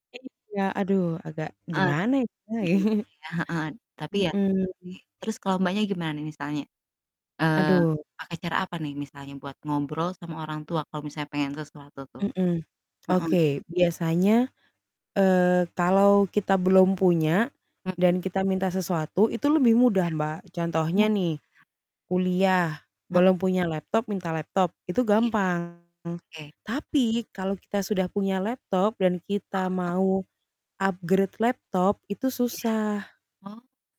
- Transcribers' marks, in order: distorted speech; chuckle; in English: "upgrade"
- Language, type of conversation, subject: Indonesian, unstructured, Bagaimana cara kamu membujuk orang tua saat menginginkan sesuatu?